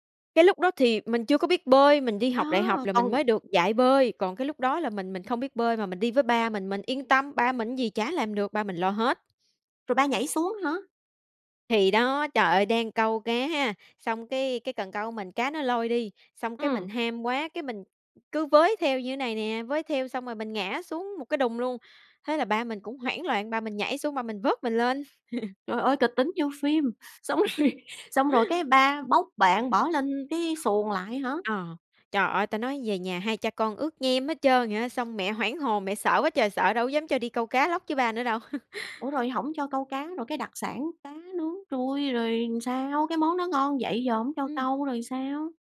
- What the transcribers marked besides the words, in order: tapping; laugh; other background noise; laughing while speaking: "rồi"; inhale; laugh
- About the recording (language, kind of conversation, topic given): Vietnamese, podcast, Có món ăn nào khiến bạn nhớ về nhà không?